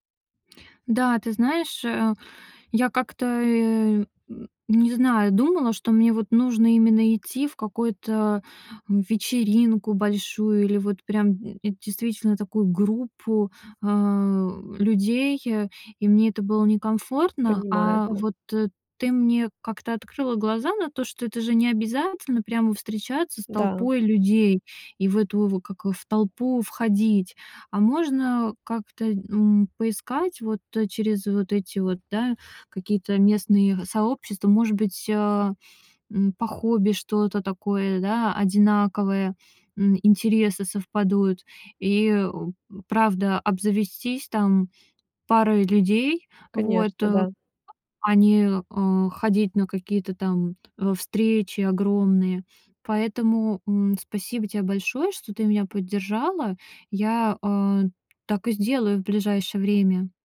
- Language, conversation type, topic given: Russian, advice, Как вы переживаете тоску по дому и близким после переезда в другой город или страну?
- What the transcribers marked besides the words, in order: other background noise; tapping